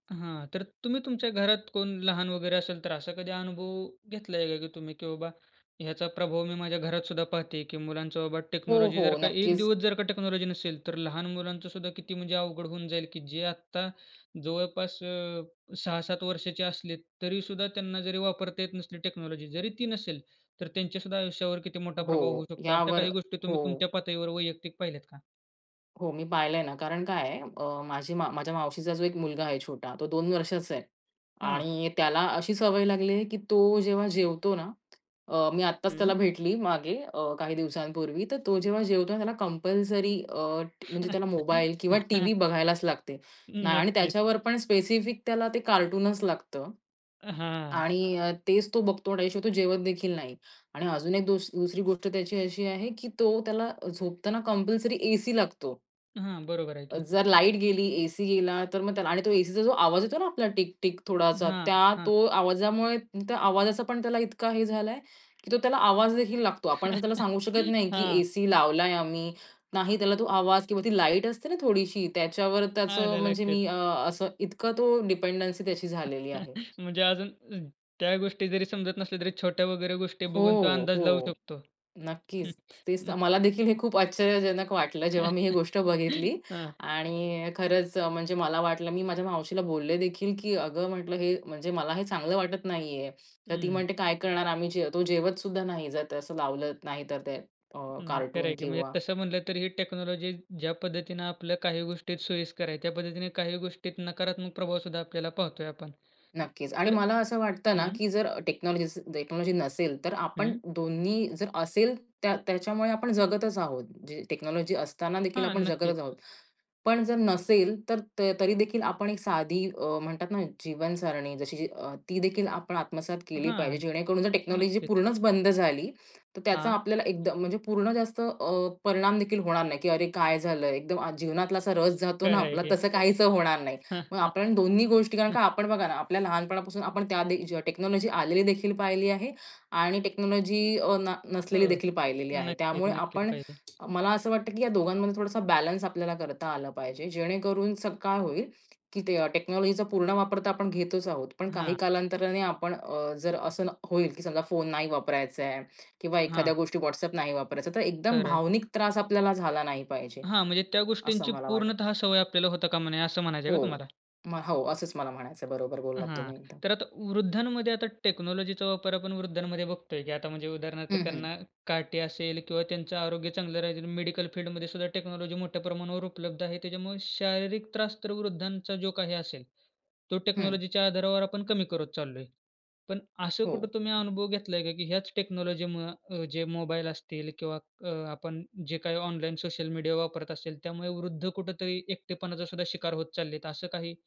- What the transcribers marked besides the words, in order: tapping; in English: "टेक्नॉलॉजी"; in English: "टेक्नॉलॉजी"; other background noise; laugh; laugh; in English: "डिपेंडन्सी"; chuckle; chuckle; in English: "टेक्नॉलॉजी"; in English: "टेक्नॉलॉजी"; in English: "टेक्नॉलॉजी"; in English: "टेक्नॉलॉजी"; in English: "टेक्नॉलॉजी"; chuckle; in English: "टेक्नॉलॉजी"; in English: "टेक्नॉलॉजी"; in English: "टेक्नॉलॉजीचा"; in English: "टेक्नॉलॉजीचा"; in English: "टेक्नॉलॉजी"; in English: "टेक्नॉलॉजीच्या"; in English: "टेक्नॉलॉजीमुळं"
- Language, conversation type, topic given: Marathi, podcast, तंत्रज्ञानाशिवाय तुम्ही एक दिवस कसा घालवाल?